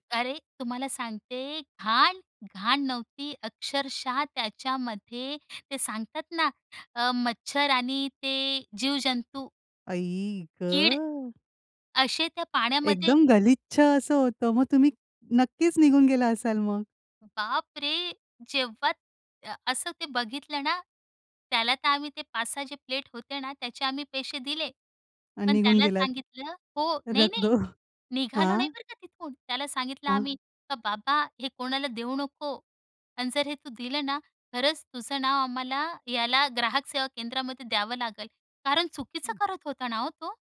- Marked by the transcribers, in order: surprised: "आई ग"; other background noise; surprised: "बाप रे!"; in English: "प्लेट"; in Hindi: "रख दो"; chuckle
- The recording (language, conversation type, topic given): Marathi, podcast, कुटुंबातील खाद्य परंपरा कशी बदलली आहे?